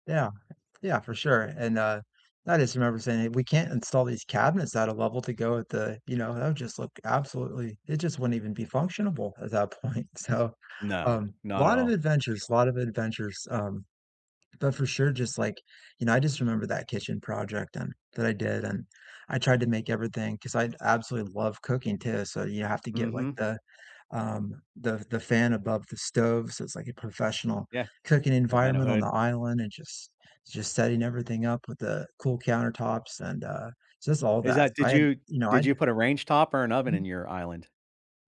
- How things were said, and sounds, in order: tapping; "functionable" said as "functional"; laughing while speaking: "point"; laughing while speaking: "So"; other background noise
- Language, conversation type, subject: English, unstructured, What kitchen DIY projects do you love tackling, and what memories come with them?
- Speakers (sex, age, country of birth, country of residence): male, 40-44, United States, United States; male, 60-64, United States, United States